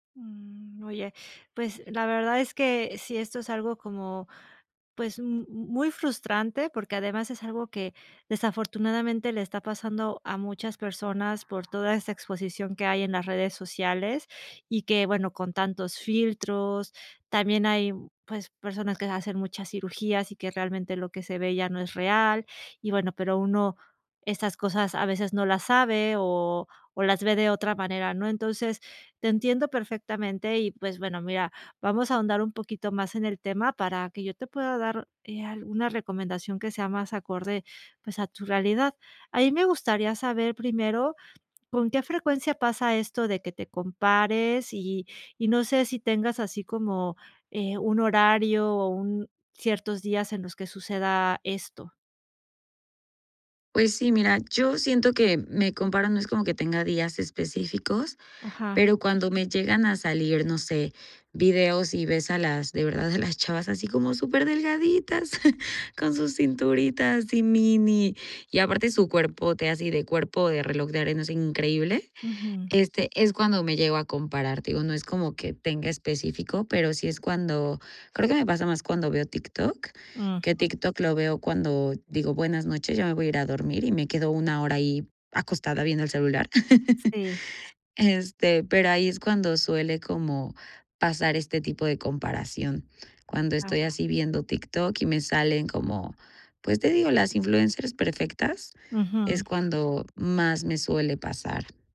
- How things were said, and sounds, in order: giggle; laugh
- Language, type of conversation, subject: Spanish, advice, ¿Qué tan preocupado(a) te sientes por tu imagen corporal cuando te comparas con otras personas en redes sociales?